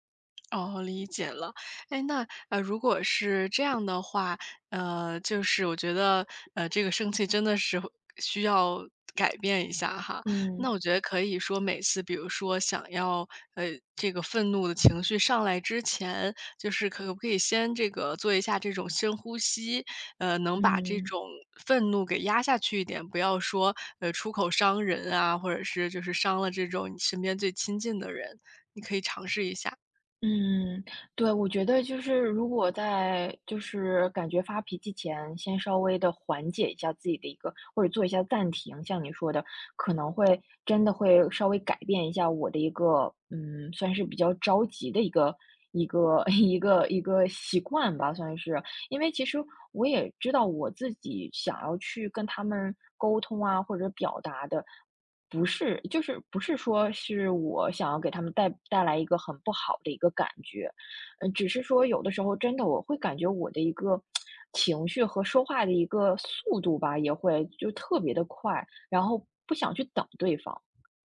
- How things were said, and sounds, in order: other background noise; tapping; laughing while speaking: "一个"; tsk
- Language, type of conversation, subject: Chinese, advice, 我经常用生气来解决问题，事后总是后悔，该怎么办？